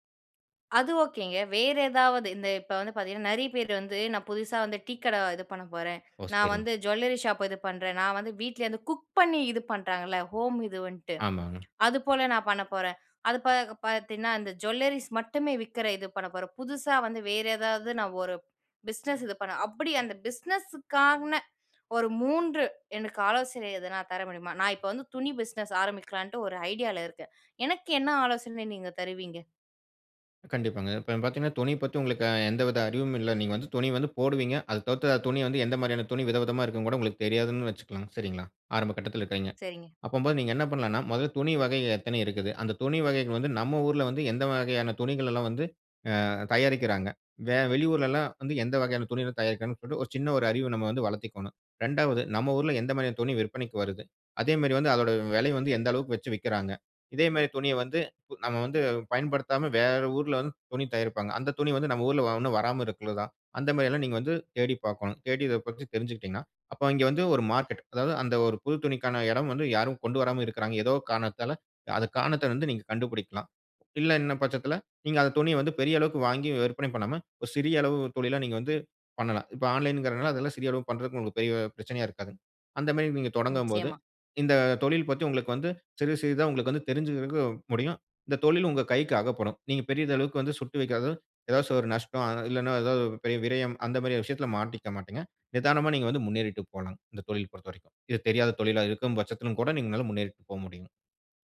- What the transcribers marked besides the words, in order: other background noise; "இன்னும்" said as "உன்னும்"; "இருக்குதா" said as "இருக்குள்ளதா"
- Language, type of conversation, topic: Tamil, podcast, புதியதாக தொடங்குகிறவர்களுக்கு உங்களின் மூன்று முக்கியமான ஆலோசனைகள் என்ன?